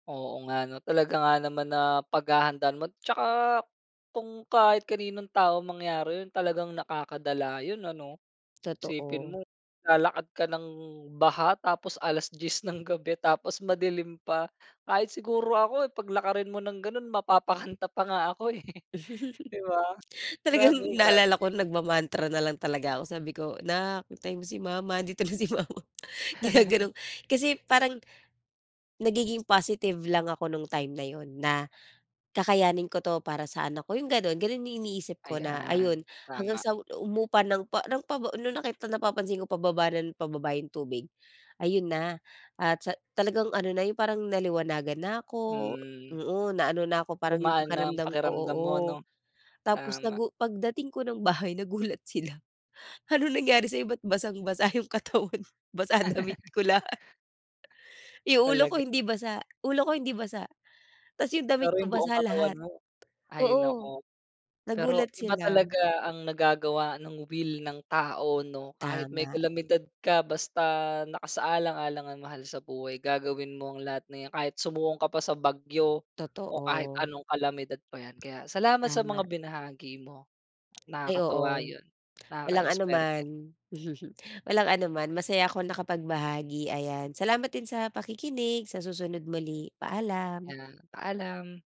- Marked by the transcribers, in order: chuckle; laughing while speaking: "Talagang naalala ko, nagma-mantra na lang talaga ako"; laughing while speaking: "eh"; in English: "nagma-mantra"; laughing while speaking: "andito na si mama, gina-ganon"; laughing while speaking: "bahay, nagulat sila, ano nangyari … damit ko lahat"; chuckle; laugh
- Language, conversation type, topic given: Filipino, podcast, Paano mo hinarap ang biglaang bagyo o iba pang likas na kalamidad habang nagbibiyahe ka?